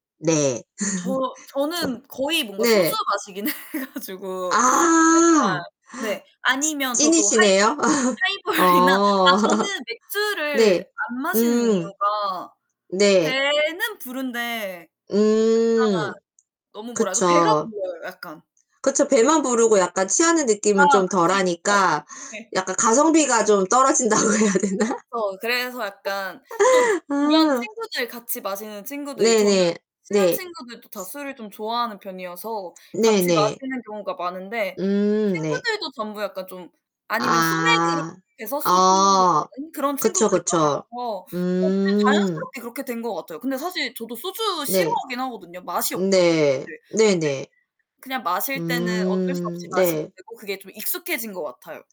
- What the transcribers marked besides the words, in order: other background noise; laugh; tapping; laughing while speaking: "해 가지고"; distorted speech; laughing while speaking: "하이볼이나"; laugh; laughing while speaking: "그쵸. 어 네"; laughing while speaking: "떨어진다고 해야 되나?"; laugh; unintelligible speech
- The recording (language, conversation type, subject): Korean, unstructured, 스트레스가 심할 때 보통 어떻게 대처하시나요?